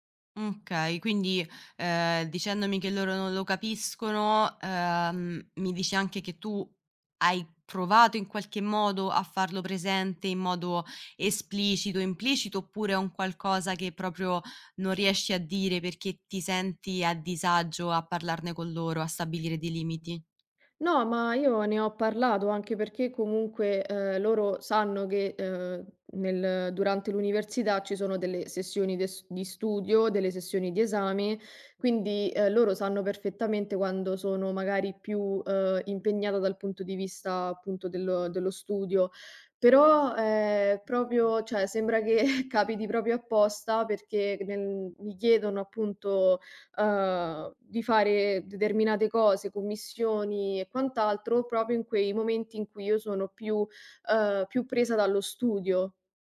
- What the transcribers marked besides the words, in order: "okay" said as "kay"; other background noise; "proprio" said as "propio"; "cioè" said as "ceh"; chuckle; "proprio" said as "propio"
- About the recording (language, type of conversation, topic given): Italian, advice, Come posso stabilire dei limiti e imparare a dire di no per evitare il burnout?